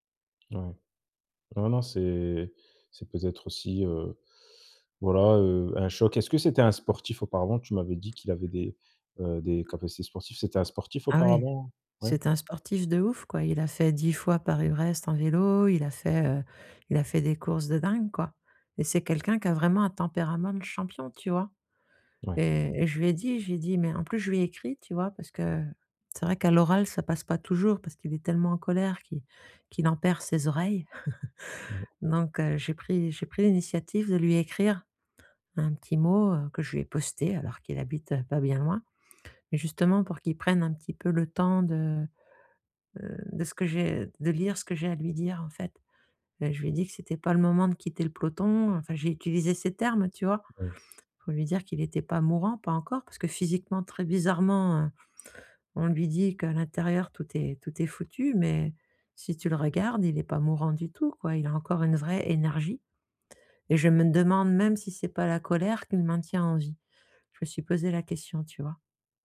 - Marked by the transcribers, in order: other background noise; chuckle
- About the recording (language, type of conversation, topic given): French, advice, Comment gérer l’aide à apporter à un parent âgé malade ?